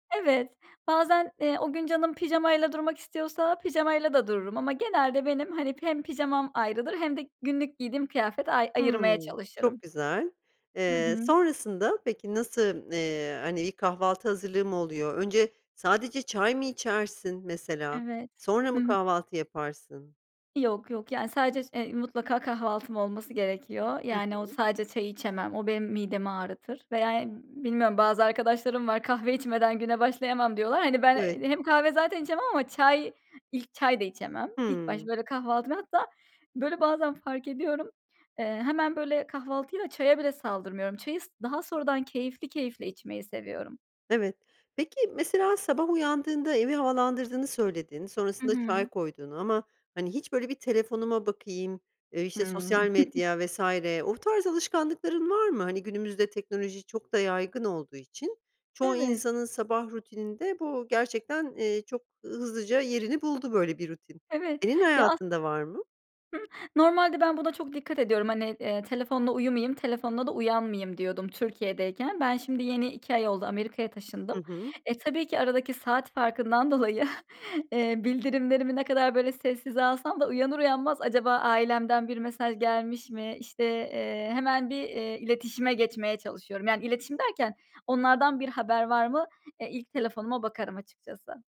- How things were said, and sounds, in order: tapping; other background noise; chuckle; laughing while speaking: "dolayı"
- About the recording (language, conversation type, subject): Turkish, podcast, Sabah uyandığınızda ilk yaptığınız şeyler nelerdir?